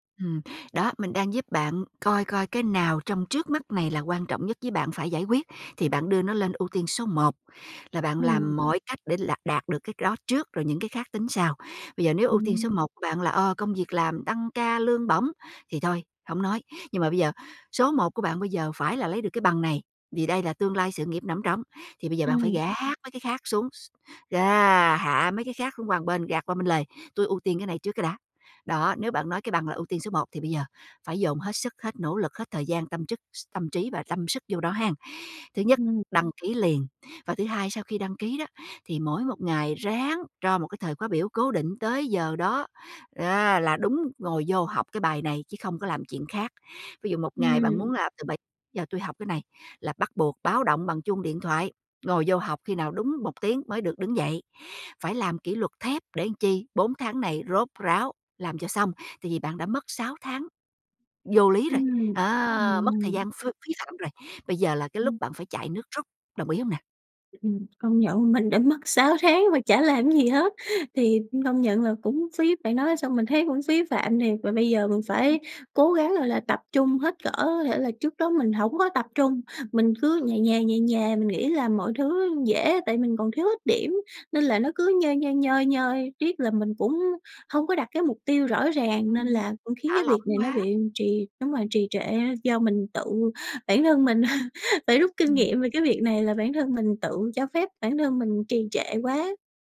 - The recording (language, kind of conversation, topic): Vietnamese, advice, Vì sao bạn liên tục trì hoãn khiến mục tiêu không tiến triển, và bạn có thể làm gì để thay đổi?
- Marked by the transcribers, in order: tapping; laugh